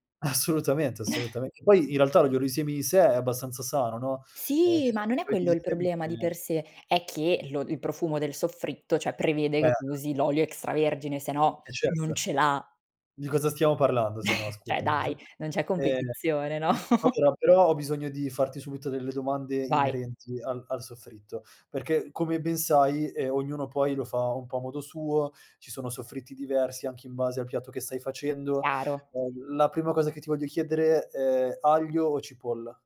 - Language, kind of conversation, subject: Italian, podcast, Quale odore in cucina ti fa venire subito l’acquolina?
- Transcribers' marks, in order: laughing while speaking: "Assolutamente"; chuckle; other background noise; drawn out: "Sì"; chuckle; "Cioè" said as "ceh"; chuckle; laughing while speaking: "no?"; chuckle